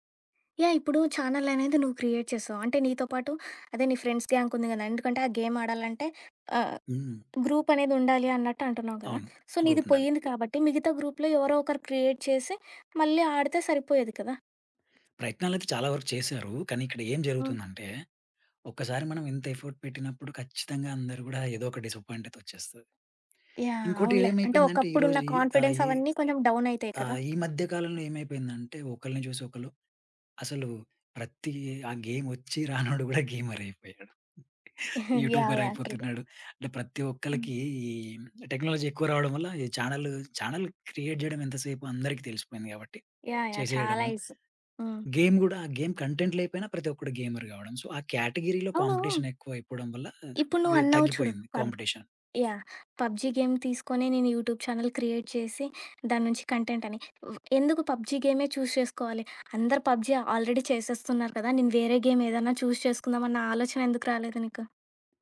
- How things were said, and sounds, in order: other background noise; in English: "ఛానెల్"; tapping; in English: "క్రియేట్"; in English: "ఫ్రెండ్స్ గ్యాంగ్"; in English: "గేమ్"; in English: "గ్రూప్"; in English: "గ్రూప్"; in English: "సో"; in English: "గ్రూప్‌లో"; in English: "క్రియేట్"; in English: "ఎఫర్ట్"; in English: "డిసప్పాయింట్"; in English: "కాన్ఫిడెన్స్"; in English: "గేమ్"; chuckle; chuckle; in English: "టెక్నాలజీ"; in English: "ట్రూ"; in English: "ఛానెల్, ఛానెల్ క్రియేట్"; in English: "గేమ్"; in English: "గేమ్ కంటెంట్"; in English: "గేమర్"; in English: "సో"; in English: "కేటగరీ‌లో కాంపిటీషన్"; in English: "కాంపిటీషన్"; in English: "గేమ్"; in English: "యూట్యూబ్ ఛానెల్ క్రియేట్"; in English: "కంటెంట్"; in English: "చూజ్"; in English: "ఆల్రెడీ"; in English: "గేమ్"; in English: "చూజ్"
- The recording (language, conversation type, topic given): Telugu, podcast, హాబీని ఉద్యోగంగా మార్చాలనుకుంటే మొదట ఏమి చేయాలి?